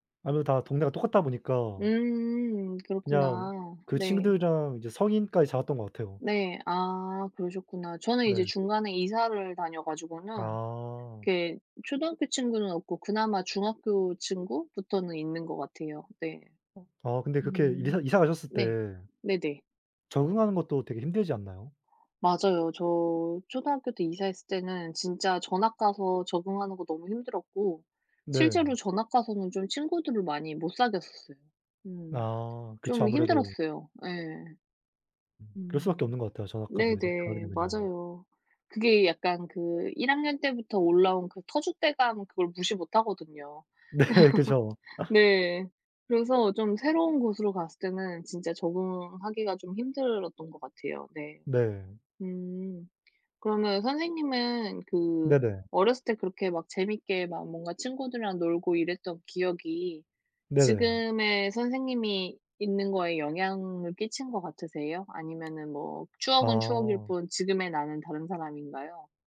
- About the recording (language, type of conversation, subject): Korean, unstructured, 어린 시절에 가장 기억에 남는 순간은 무엇인가요?
- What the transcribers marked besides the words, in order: other background noise; unintelligible speech; laughing while speaking: "네"; laugh; tapping; laugh